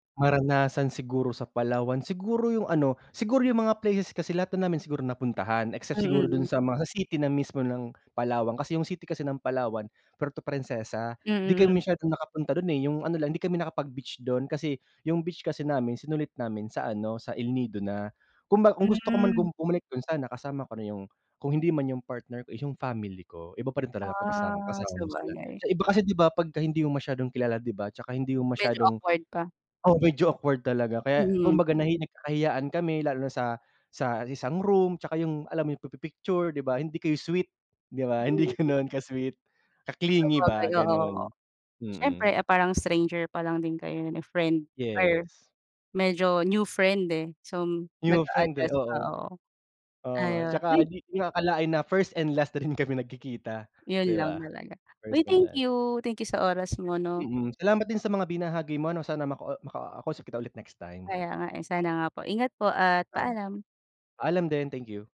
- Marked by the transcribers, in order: tapping; laughing while speaking: "gano'n"; laughing while speaking: "na rin"; unintelligible speech
- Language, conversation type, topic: Filipino, unstructured, Ano ang pinakamasayang sandaling naaalala mo?